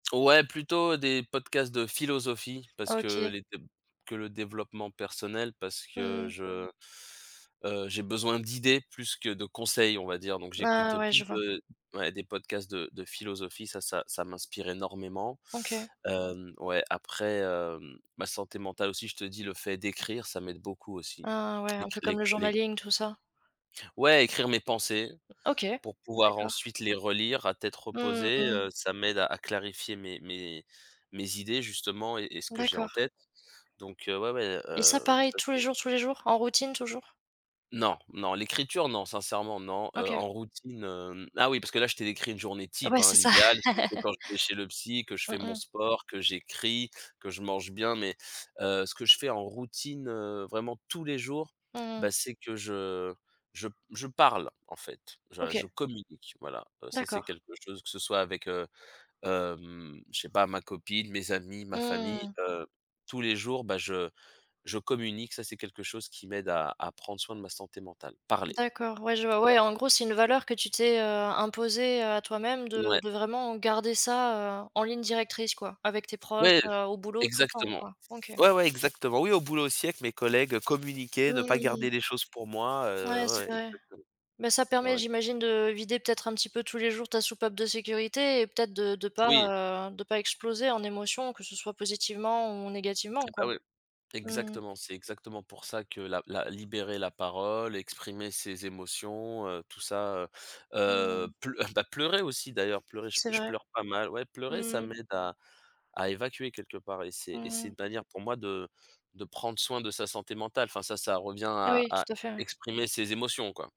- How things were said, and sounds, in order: stressed: "philosophie"; other background noise; stressed: "d'idées"; stressed: "conseils"; tapping; in English: "journaling"; stressed: "type"; chuckle; stressed: "tous"; stressed: "parle"
- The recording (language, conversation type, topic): French, podcast, Comment prends-tu soin de ta santé mentale au quotidien ?